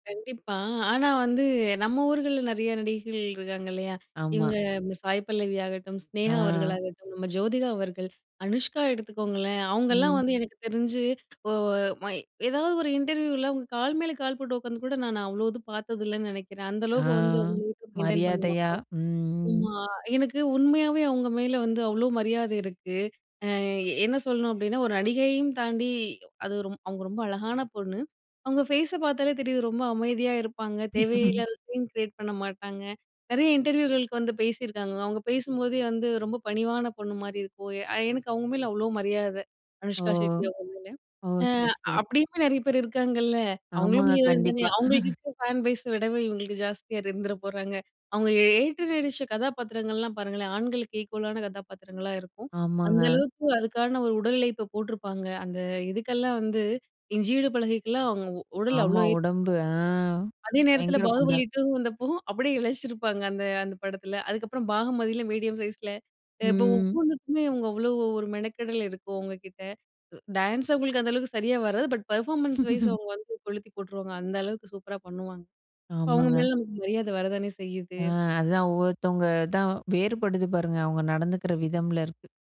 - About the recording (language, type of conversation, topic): Tamil, podcast, ஒரு நடிகர் சமூக ஊடகத்தில் (இன்ஸ்டாகிராம் போன்றவற்றில்) இடும் பதிவுகள், ஒரு திரைப்படத்தின் வெற்றியை எவ்வாறு பாதிக்கின்றன?
- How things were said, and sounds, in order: other background noise; in English: "இன்டர்வியூல"; unintelligible speech; in English: "மெயின்டன்"; in English: "ஃபேஸ"; in English: "சீன் கிரியேட்"; laugh; in English: "இன்டர்வியூகளுக்கு"; in English: "ஹீரோயின்"; in English: "ஃபேன் பேஸ"; chuckle; "உழைப்ப" said as "இலைப்ப"; laughing while speaking: "அப்பிடியே இலைச்சிருப்பாங்க. அந்த அந்த படத்தில. அதுக்கப்புறம் பாகமதியில மீடியம் சைஸ்ல"; in English: "மீடியம் சைஸ்ல"; in English: "பெர்ஃபார்மன்ஸ்"; chuckle